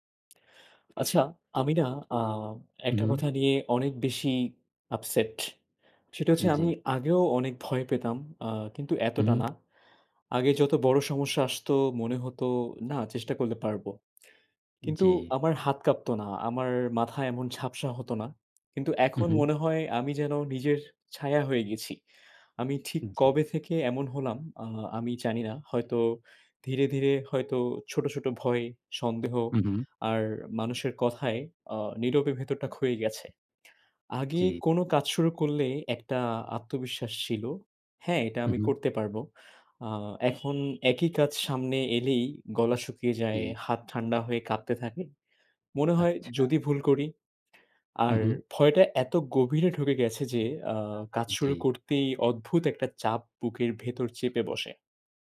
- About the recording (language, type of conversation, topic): Bengali, advice, অনিশ্চয়তা হলে কাজে হাত কাঁপে, শুরু করতে পারি না—আমি কী করব?
- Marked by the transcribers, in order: tapping; other background noise; horn; "ক্ষয়ে" said as "খুয়ে"